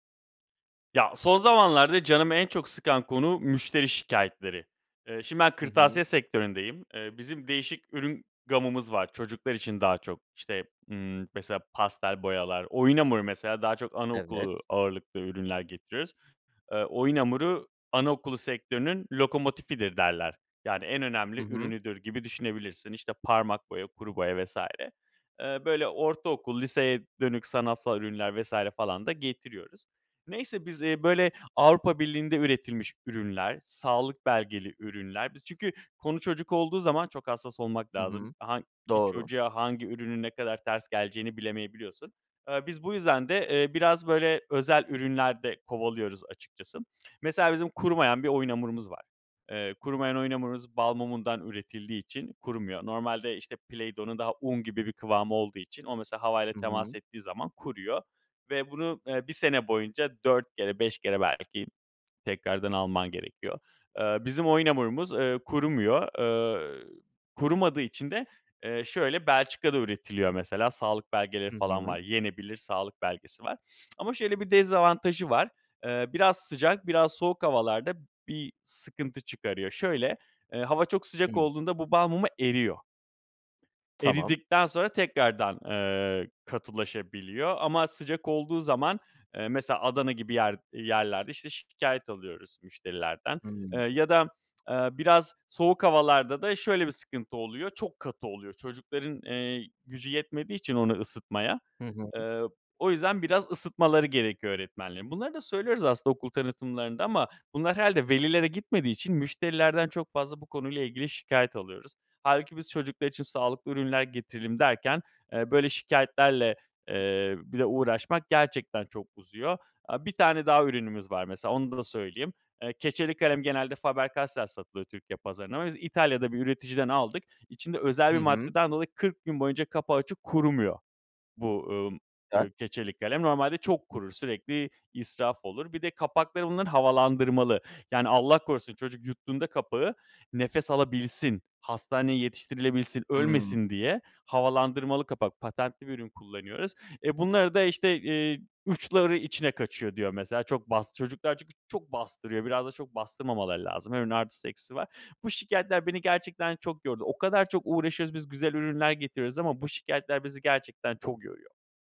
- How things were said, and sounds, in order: tapping; other background noise; unintelligible speech
- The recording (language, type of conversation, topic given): Turkish, advice, Müşteri şikayetleriyle başa çıkmakta zorlanıp moralim bozulduğunda ne yapabilirim?